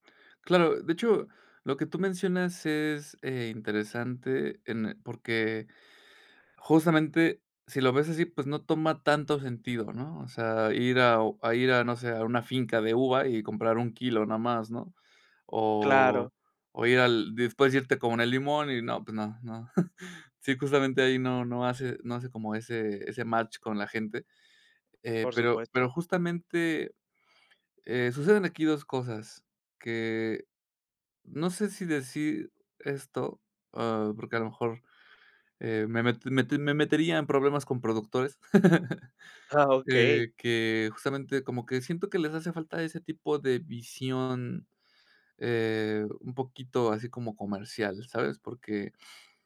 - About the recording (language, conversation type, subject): Spanish, podcast, ¿Qué opinas sobre comprar directo al productor?
- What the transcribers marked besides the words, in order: chuckle; chuckle